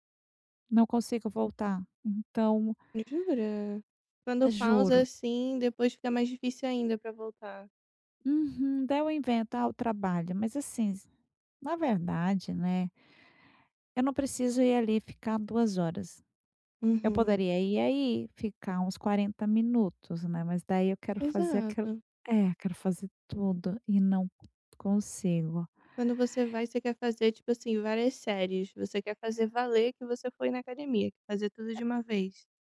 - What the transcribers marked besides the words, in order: "assim" said as "assins"; tapping
- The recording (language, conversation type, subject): Portuguese, advice, Como criar rotinas que reduzam recaídas?